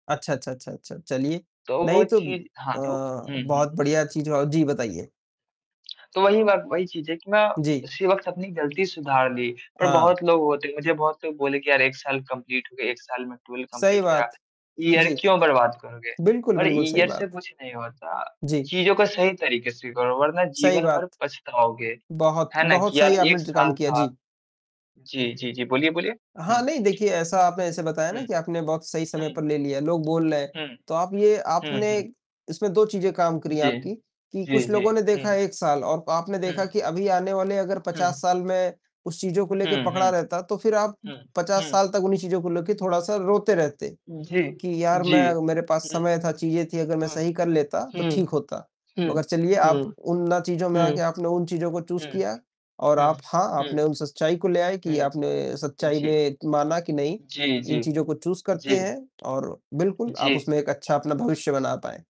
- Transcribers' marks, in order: distorted speech; tapping; other background noise; in English: "कम्पलीट"; in English: "ट्वेल्व कम्पलीट"; in English: "ईयर"; in English: "ईयर"; in English: "चूज़"; in English: "चूज़"
- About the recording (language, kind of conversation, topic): Hindi, unstructured, आप अपनी गलतियों से क्या सीखते हैं?